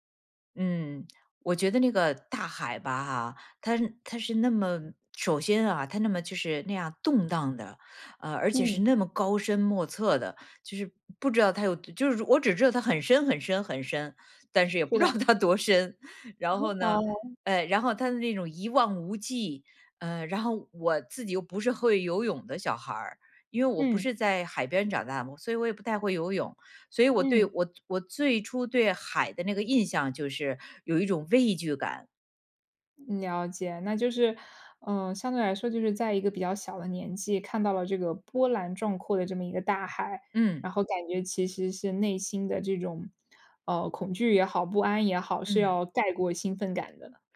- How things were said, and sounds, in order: laughing while speaking: "也不知道它多深"; chuckle
- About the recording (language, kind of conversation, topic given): Chinese, podcast, 你第一次看到大海时是什么感觉？